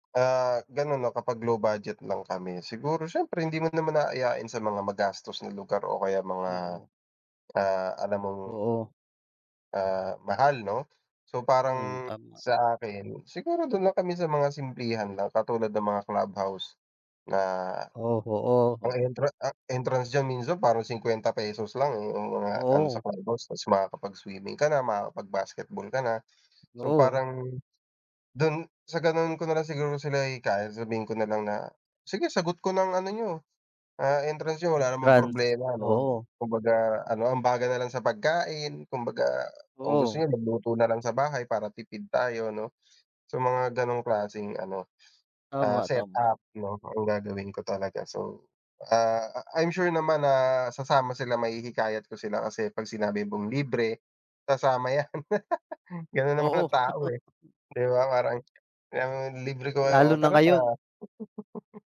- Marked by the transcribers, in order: tapping; other background noise; laugh; chuckle; chuckle
- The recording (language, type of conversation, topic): Filipino, unstructured, Paano mo mahihikayat ang mga kaibigan mong magbakasyon kahit kaunti lang ang badyet?